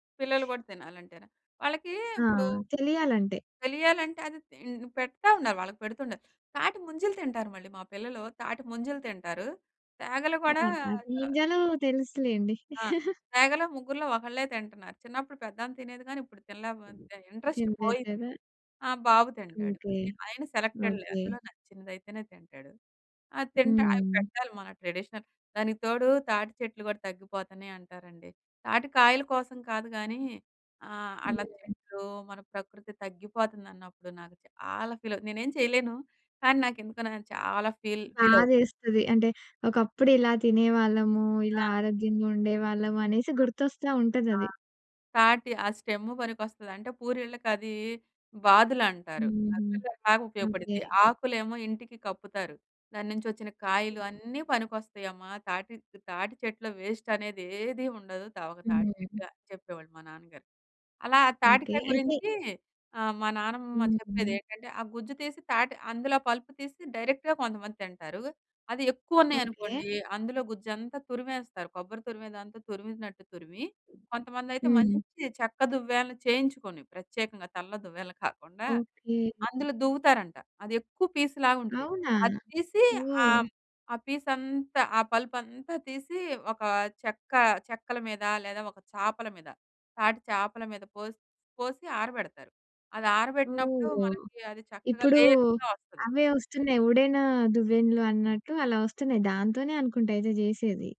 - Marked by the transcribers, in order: other background noise; chuckle; in English: "ఇంట్రెస్ట్"; tapping; in English: "ట్రెడిషనల్"; in English: "ఫీల్"; in English: "ఫీల్, ఫీల్"; in English: "స్టెమ్"; in English: "వెస్ట్"; in English: "డైరెక్ట్‌గా"; in English: "లేయర్స్‌గా"
- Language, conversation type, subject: Telugu, podcast, పాత రోజుల వంటపద్ధతులను మీరు ఎలా గుర్తుంచుకుంటారు?